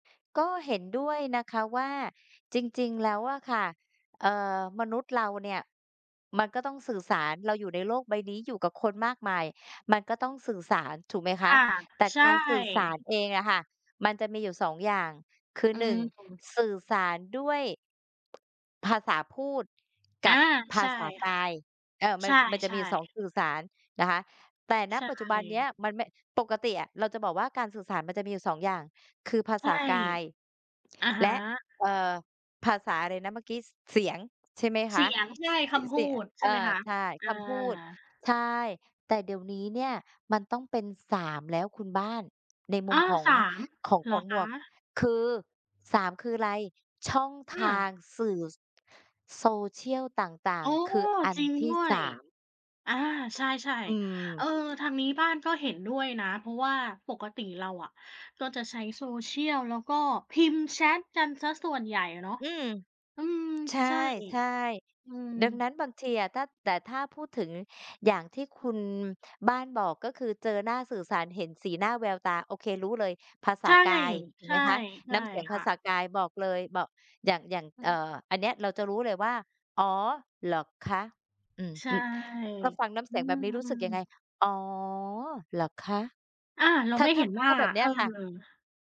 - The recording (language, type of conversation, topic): Thai, unstructured, การสื่อสารในความสัมพันธ์สำคัญแค่ไหน?
- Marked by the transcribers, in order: other background noise; tapping